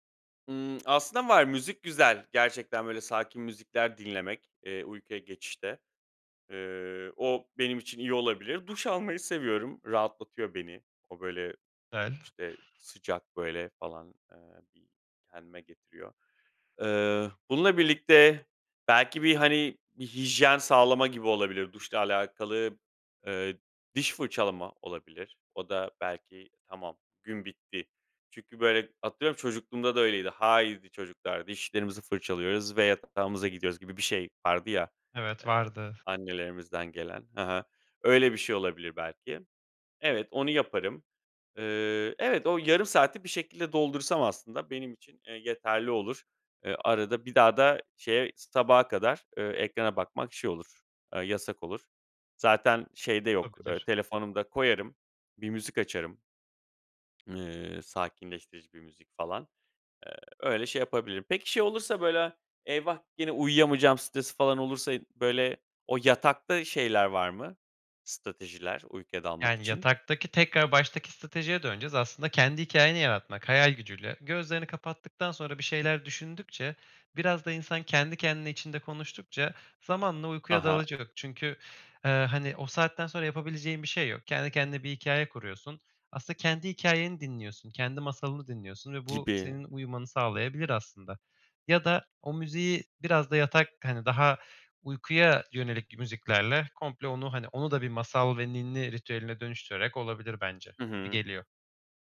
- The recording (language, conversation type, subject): Turkish, advice, Akşamları ekran kullanımı nedeniyle uykuya dalmakta zorlanıyorsanız ne yapabilirsiniz?
- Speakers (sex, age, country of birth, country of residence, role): male, 25-29, Turkey, Germany, advisor; male, 35-39, Turkey, Greece, user
- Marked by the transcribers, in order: lip smack; unintelligible speech; other background noise